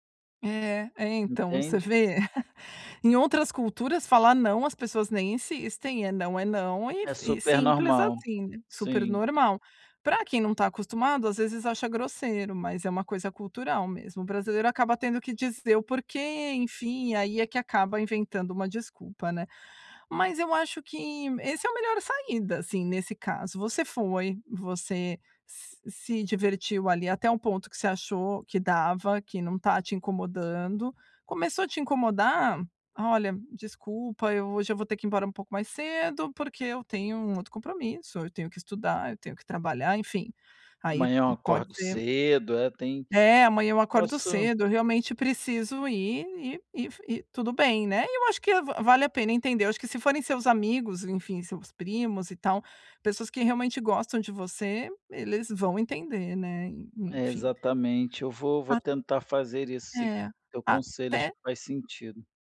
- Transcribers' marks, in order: chuckle; tapping
- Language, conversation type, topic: Portuguese, advice, Como posso manter minha saúde mental e estabelecer limites durante festas e celebrações?